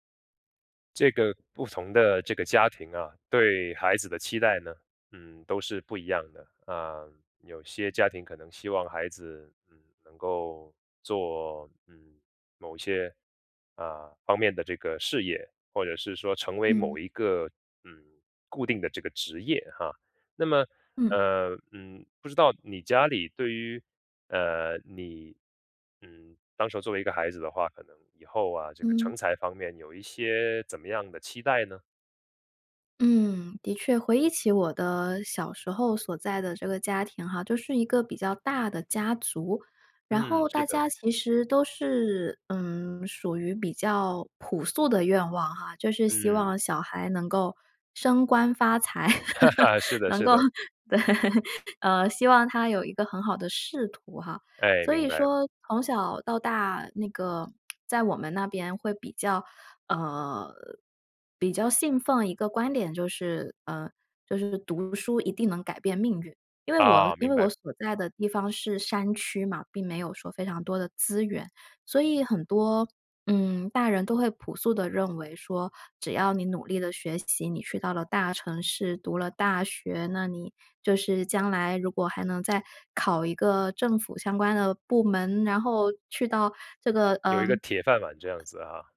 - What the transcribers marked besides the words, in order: chuckle; laughing while speaking: "对"; chuckle; tapping; other background noise
- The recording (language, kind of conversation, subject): Chinese, podcast, 说说你家里对孩子成才的期待是怎样的？